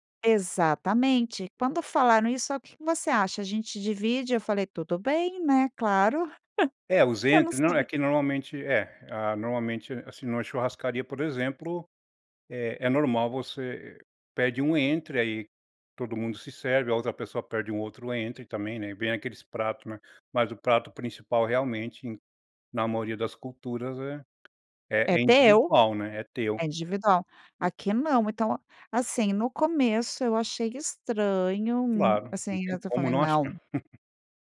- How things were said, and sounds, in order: laugh; in English: "entry"; in English: "entry"; in English: "entry"; tapping; laugh
- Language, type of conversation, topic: Portuguese, podcast, Como a comida influenciou sua adaptação cultural?